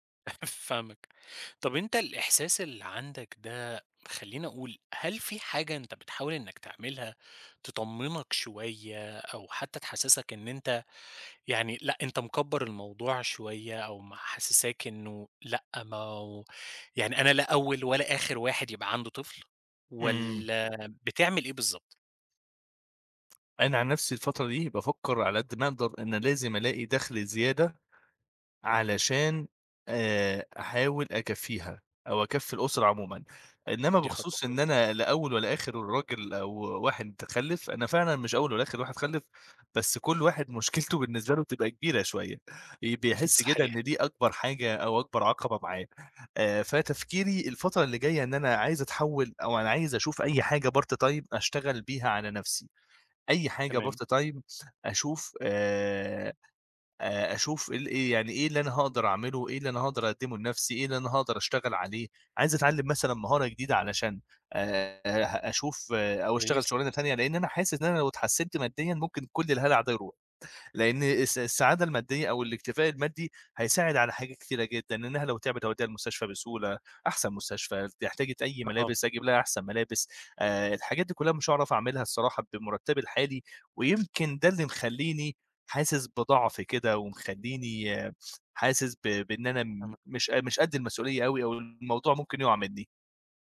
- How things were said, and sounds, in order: chuckle; tapping; chuckle; in English: "part time"; in English: "part time"
- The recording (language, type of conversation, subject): Arabic, advice, إزاي كانت تجربتك أول مرة تبقى أب/أم؟